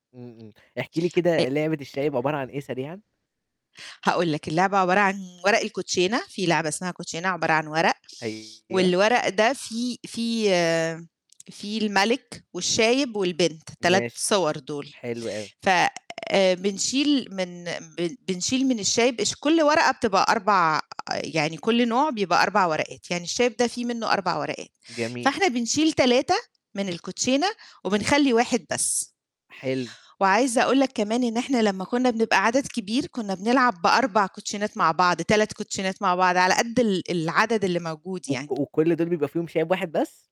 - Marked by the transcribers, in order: distorted speech; other noise
- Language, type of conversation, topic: Arabic, podcast, إحكي لنا عن لعبة كانت بتجمع العيلة كلها؟
- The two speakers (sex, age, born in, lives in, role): female, 40-44, Egypt, Greece, guest; male, 20-24, Egypt, Egypt, host